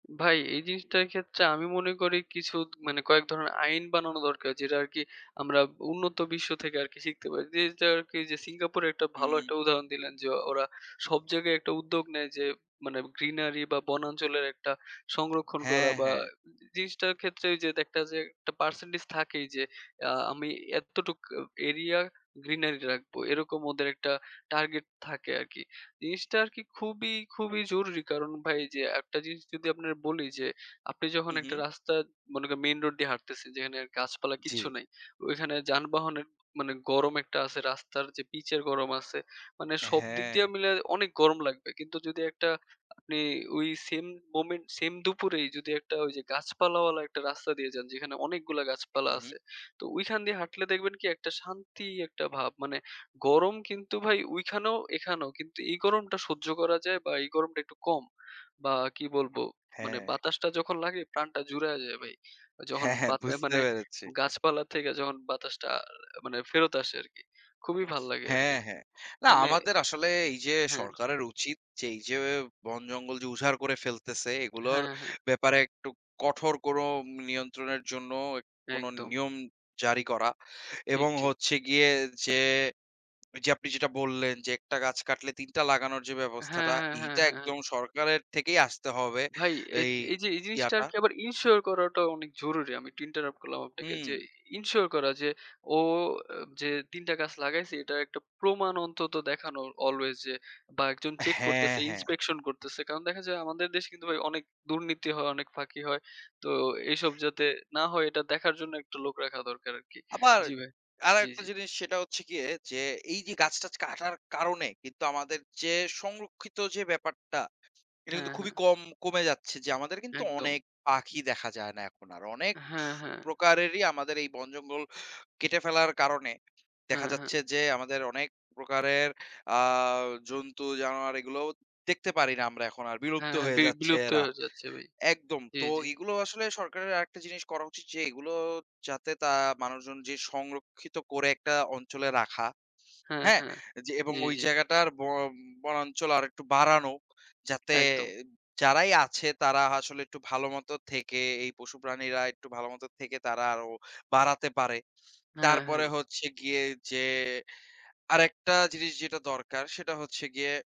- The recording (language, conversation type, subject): Bengali, unstructured, বনাঞ্চল হারানোর প্রধান কারণগুলো কী, এবং এটি বন্ধ করতে আমাদের কী করা উচিত?
- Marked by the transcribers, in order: in English: "greenery"; in English: "area greenery"; other background noise; in English: "same moment"; laughing while speaking: "হ্যাঁ, হ্যাঁ, বুঝতে পেরেছি"; in English: "ensure"; in English: "interrupt"; in English: "e ensure"; in English: "inspection"